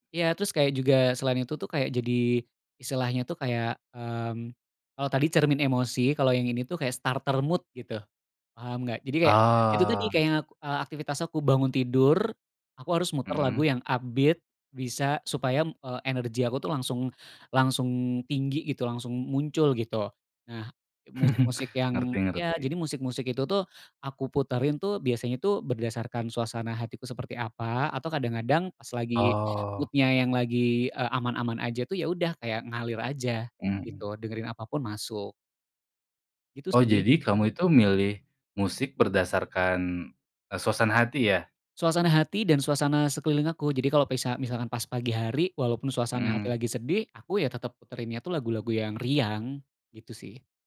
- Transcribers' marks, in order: in English: "starter mood"; in English: "upbeat"; chuckle; in English: "mood-nya"
- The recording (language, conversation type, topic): Indonesian, podcast, Bagaimana musik memengaruhi suasana hatimu sehari-hari?